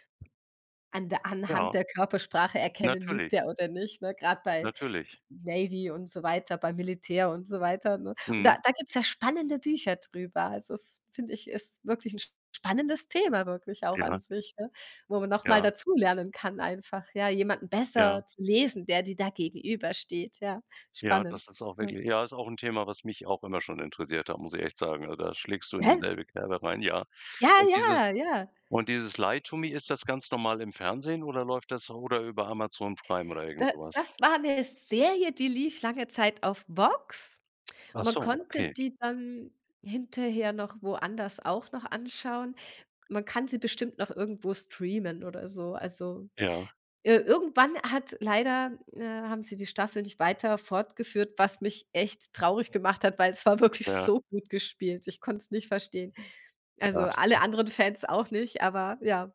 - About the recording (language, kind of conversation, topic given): German, podcast, Welche Serie empfiehlst du gerade und warum?
- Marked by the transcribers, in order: other background noise; surprised: "Hä?"; joyful: "Ja, ja, ja"; laughing while speaking: "wirklich so"